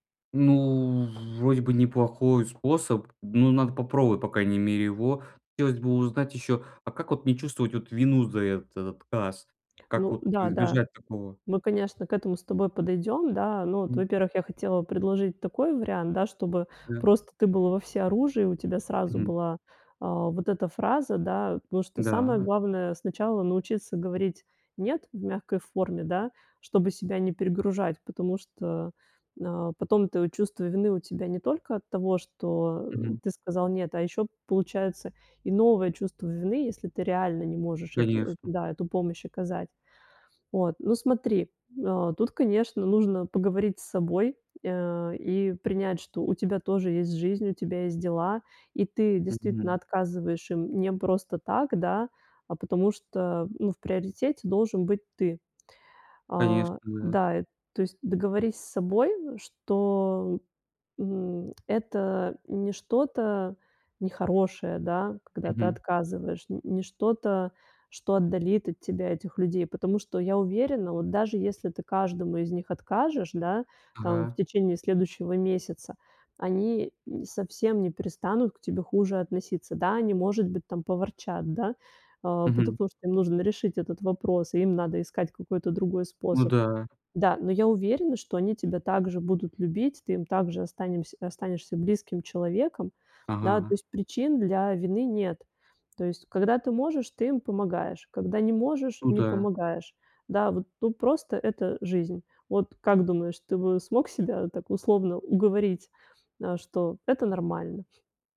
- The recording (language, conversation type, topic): Russian, advice, Как отказать без чувства вины, когда меня просят сделать что-то неудобное?
- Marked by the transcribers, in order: none